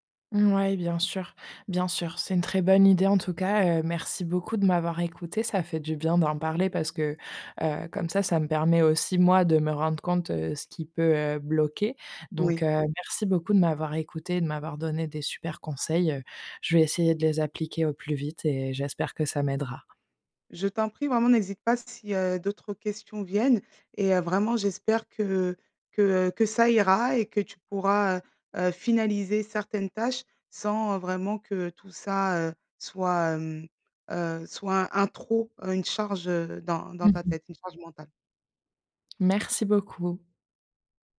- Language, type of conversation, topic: French, advice, Quelles sont vos distractions les plus fréquentes et comment vous autosabotez-vous dans vos habitudes quotidiennes ?
- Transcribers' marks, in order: none